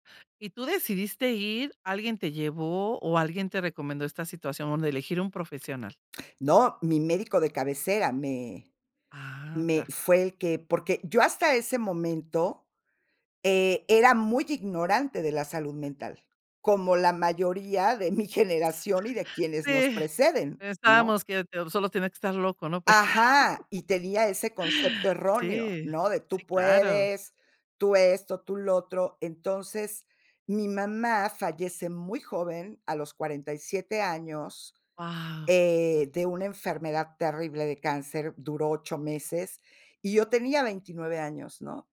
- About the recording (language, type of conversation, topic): Spanish, podcast, ¿Cuándo decides pedir ayuda profesional en lugar de a tus amigos?
- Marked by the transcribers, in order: giggle; laugh